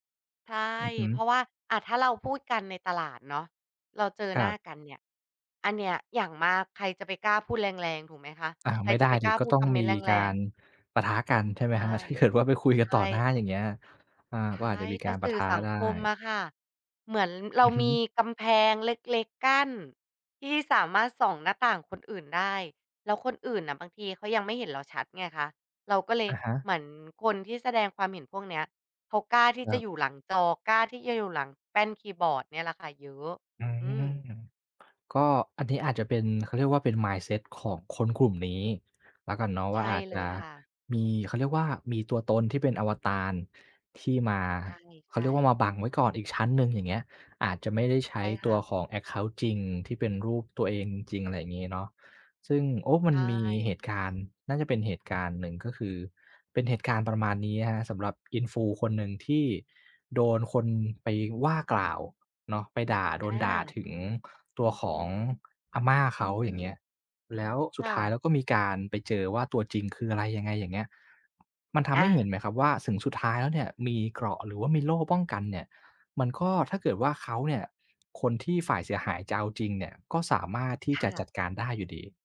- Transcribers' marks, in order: other background noise; tapping; "คอมเมนต์" said as "คำเมนต์"; laughing while speaking: "ถ้าเกิดว่าไปคุยกัน"; in English: "แอ็กเคานต์"
- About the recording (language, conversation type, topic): Thai, podcast, สื่อสังคมทำให้ความเห็นสุดโต่งแพร่กระจายง่ายขึ้นไหม?